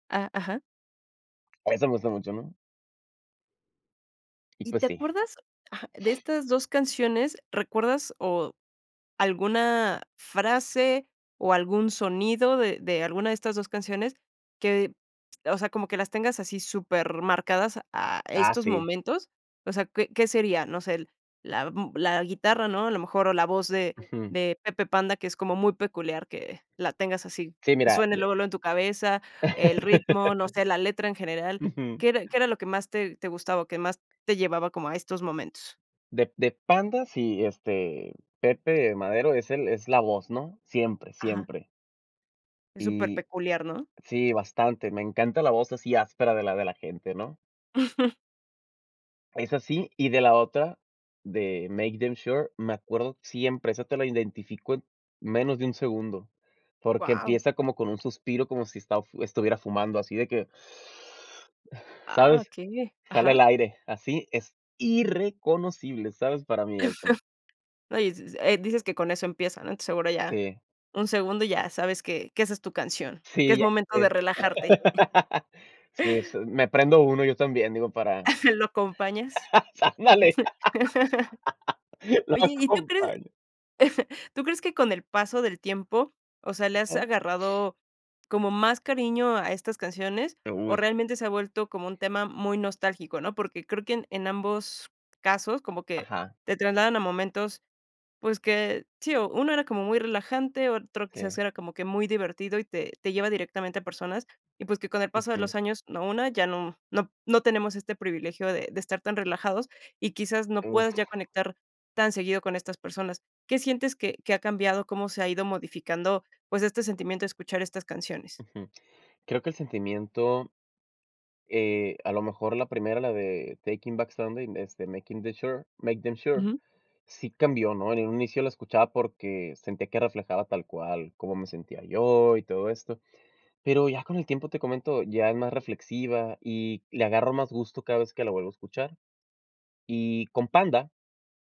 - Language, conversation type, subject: Spanish, podcast, ¿Qué canción te devuelve a una época concreta de tu vida?
- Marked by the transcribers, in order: laugh; chuckle; inhale; chuckle; laugh; other noise; chuckle; laugh; chuckle; laughing while speaking: "Ándale, lo acompaño"; laugh